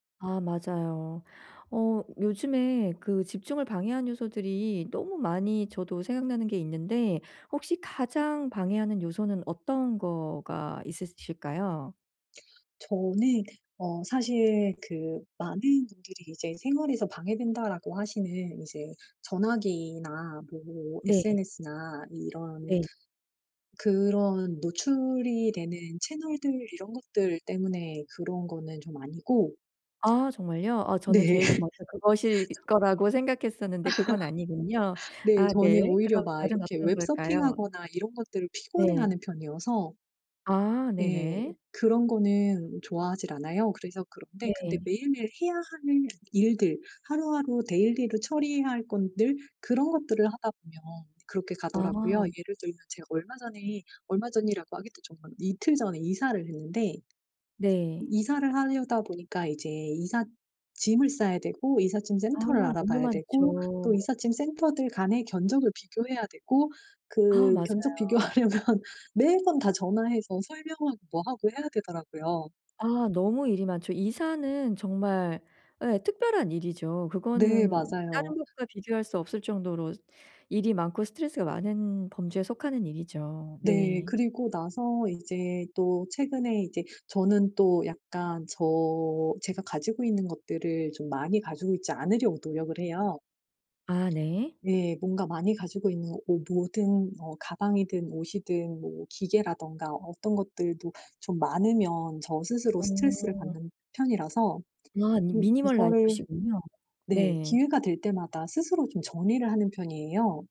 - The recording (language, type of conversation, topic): Korean, advice, 방해 요소 없이 창작에 집중할 시간을 어떻게 꾸준히 확보할 수 있을까요?
- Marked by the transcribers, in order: tapping; other background noise; laughing while speaking: "네"; laugh; unintelligible speech; laugh; in English: "데일리로"; laughing while speaking: "비교하려면"; in English: "미 미니멀 라이프시군요"